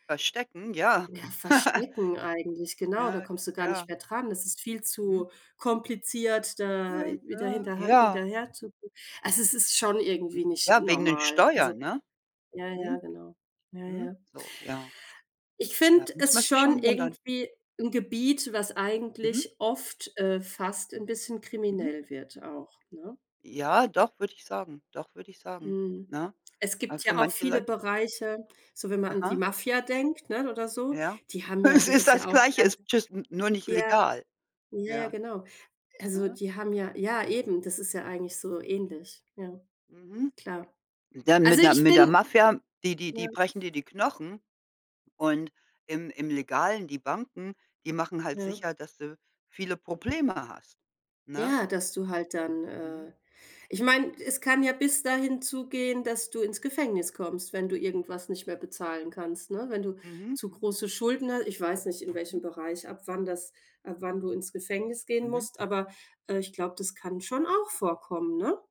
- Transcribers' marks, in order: tapping; chuckle; other background noise; in English: "just"; stressed: "auch"
- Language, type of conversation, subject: German, unstructured, Was ärgert dich an Banken am meisten?